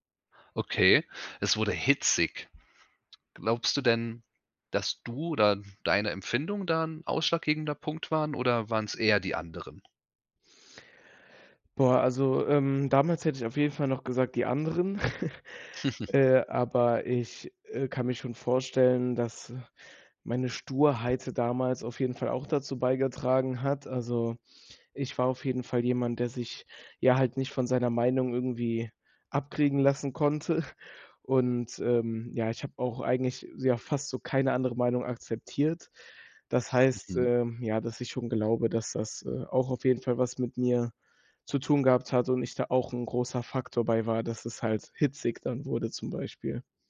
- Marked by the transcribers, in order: chuckle; laughing while speaking: "konnte"
- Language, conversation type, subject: German, podcast, Wie gehst du mit Meinungsverschiedenheiten um?